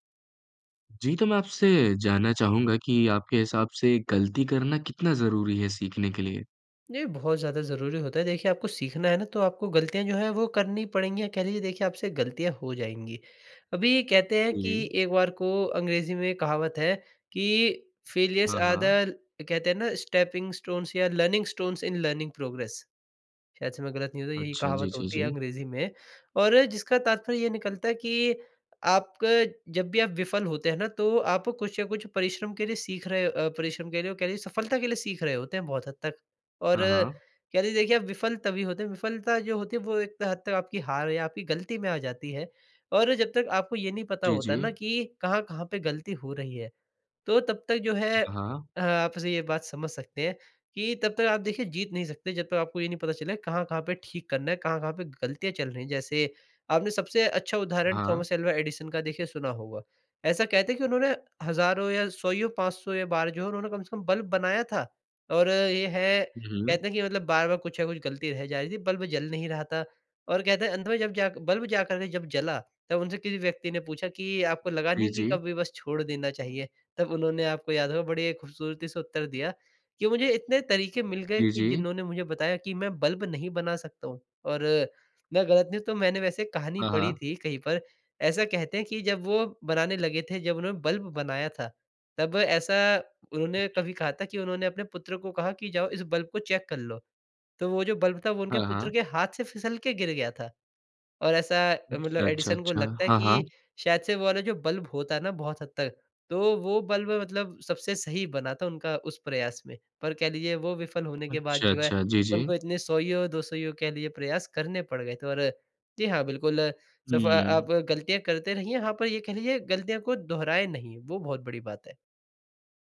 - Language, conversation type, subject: Hindi, podcast, गलतियों से आपने क्या सीखा, कोई उदाहरण बताएँ?
- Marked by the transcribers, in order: in English: "फ़ेलियर्स आर द"; in English: "स्टेपिंग स्टोन्स"; in English: "लर्निंग स्टोन्स इन लर्निंग प्रोग्रेस"